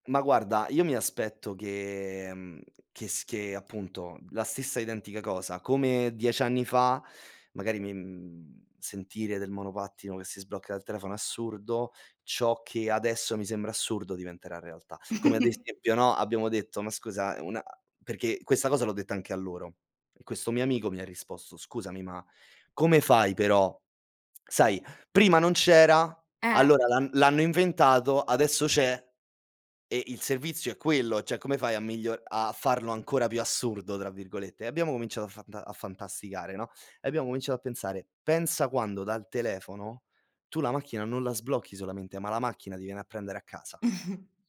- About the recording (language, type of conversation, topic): Italian, unstructured, Come immagini la tua vita tra dieci anni?
- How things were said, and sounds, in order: drawn out: "che"; tapping; chuckle; "cioè" said as "ceh"; chuckle